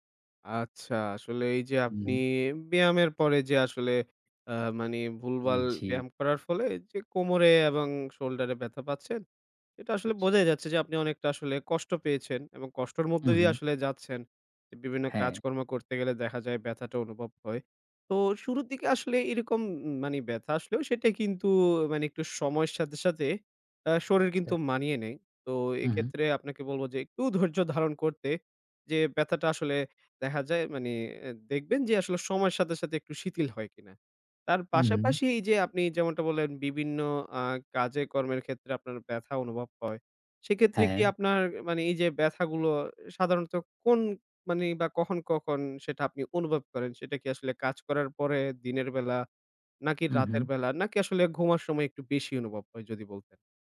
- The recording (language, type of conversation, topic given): Bengali, advice, ভুল ভঙ্গিতে ব্যায়াম করার ফলে পিঠ বা জয়েন্টে ব্যথা হলে কী করবেন?
- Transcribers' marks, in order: other background noise; tapping